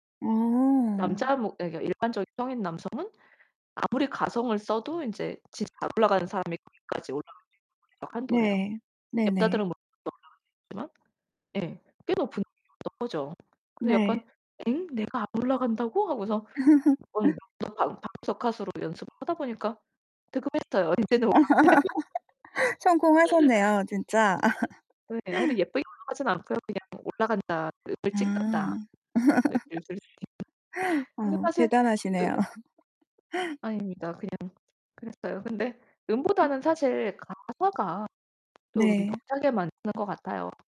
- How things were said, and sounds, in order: other background noise; distorted speech; unintelligible speech; laugh; unintelligible speech; laugh; laughing while speaking: "올라가요"; laugh; laugh; laugh; unintelligible speech; laugh; tapping
- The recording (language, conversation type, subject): Korean, podcast, 노래방에 가면 늘 부르는 노래가 뭐예요?